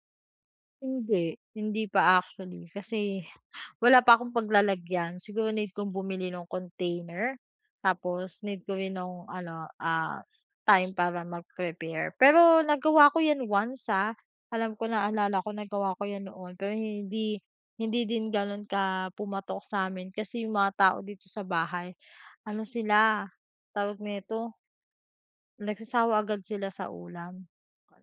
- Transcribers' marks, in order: none
- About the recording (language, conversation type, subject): Filipino, advice, Paano ako makakaplano ng masustansiya at abot-kayang pagkain araw-araw?